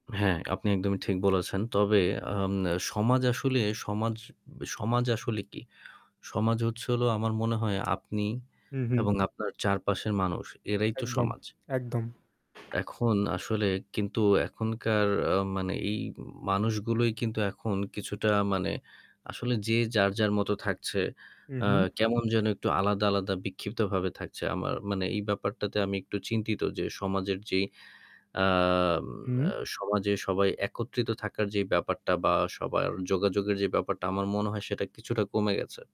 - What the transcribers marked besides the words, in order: other background noise; static; tapping
- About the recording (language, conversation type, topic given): Bengali, unstructured, সুন্দর সমাজ গড়ে তুলতে আমাদের কী করা উচিত?